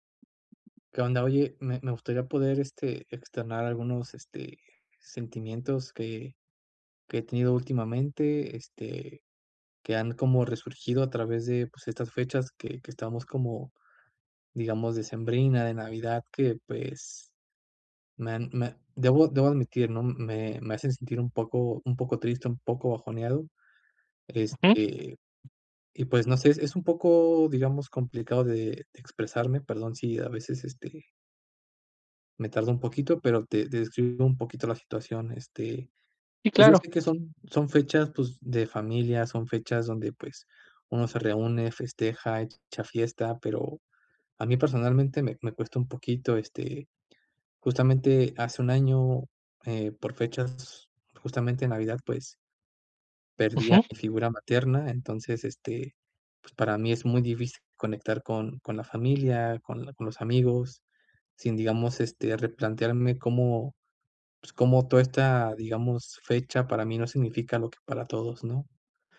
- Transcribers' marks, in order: tapping; other background noise
- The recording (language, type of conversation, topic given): Spanish, advice, ¿Cómo ha influido una pérdida reciente en que replantees el sentido de todo?